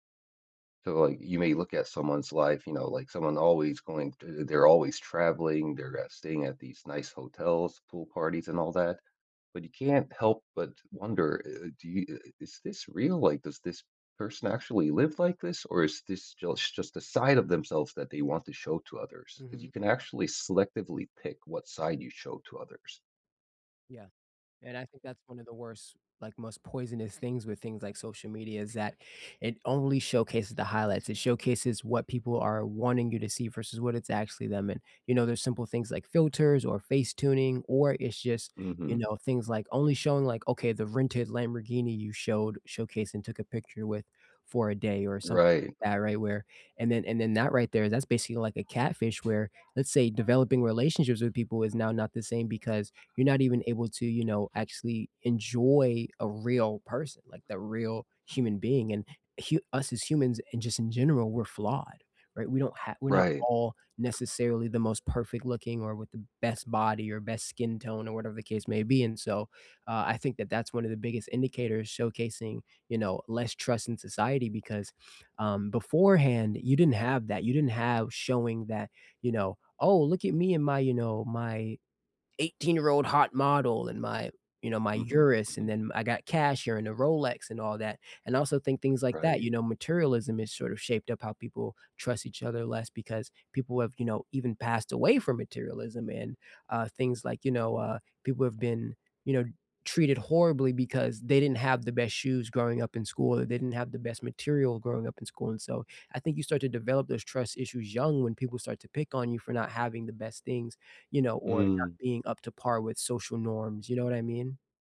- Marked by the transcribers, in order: other background noise; background speech
- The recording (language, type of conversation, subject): English, unstructured, Do you think people today trust each other less than they used to?